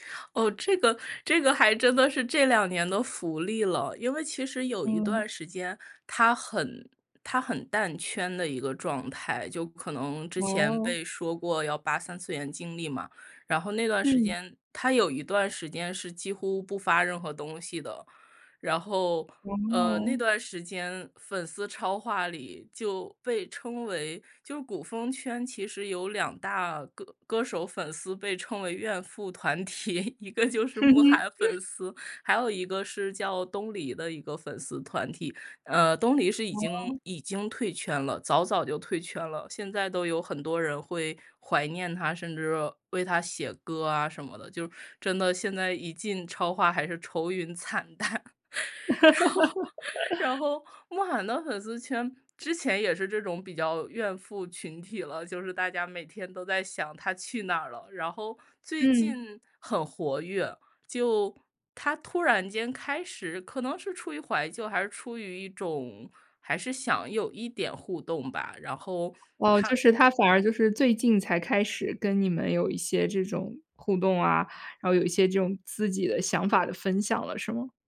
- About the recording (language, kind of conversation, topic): Chinese, podcast, 你能和我们分享一下你的追星经历吗？
- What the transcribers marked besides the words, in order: laughing while speaking: "团体，一个就是慕寒粉丝"; laugh; laughing while speaking: "惨淡。 然后 然后"; laugh; chuckle